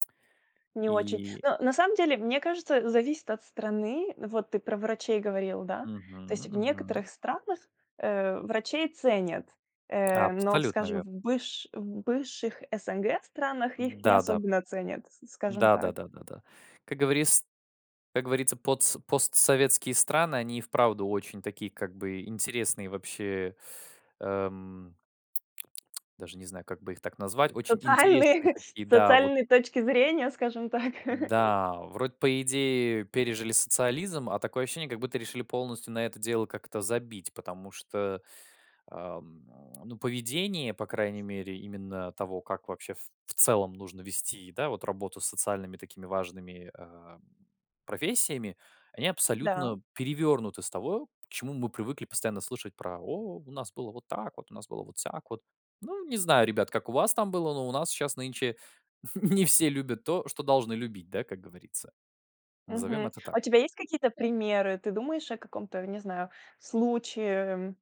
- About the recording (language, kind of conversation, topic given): Russian, podcast, Какой рабочий опыт сильно тебя изменил?
- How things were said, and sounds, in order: tapping; tsk; other background noise; laughing while speaking: "Социальные"; chuckle; background speech; put-on voice: "О, у нас было вот … вот сяк вот"; chuckle